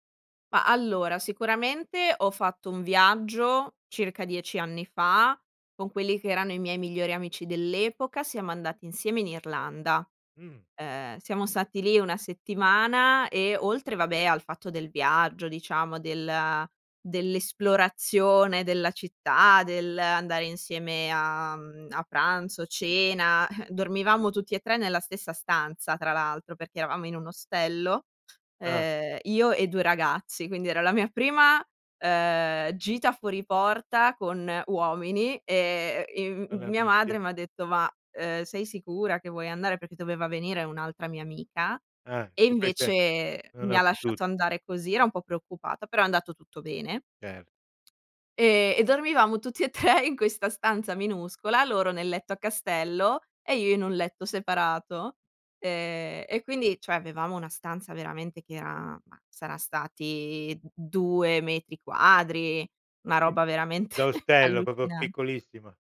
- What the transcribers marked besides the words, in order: chuckle; tapping; chuckle; "proprio" said as "propio"
- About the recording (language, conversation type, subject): Italian, podcast, Come si coltivano amicizie durature attraverso esperienze condivise?